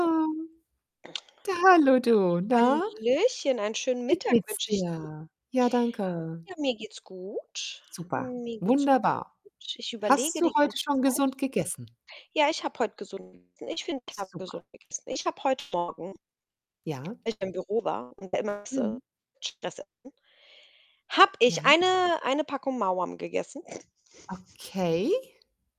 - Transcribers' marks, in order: distorted speech; unintelligible speech; giggle
- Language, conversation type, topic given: German, unstructured, Wie findest du die richtige Balance zwischen gesunder Ernährung und Genuss?